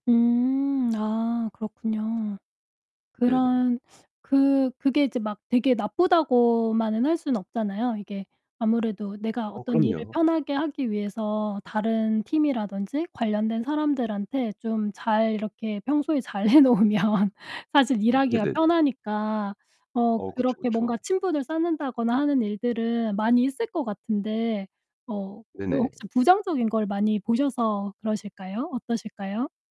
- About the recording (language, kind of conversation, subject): Korean, podcast, 사내 정치에 어떻게 대응하면 좋을까요?
- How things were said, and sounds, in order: tapping; laughing while speaking: "해 놓으면"; distorted speech; other background noise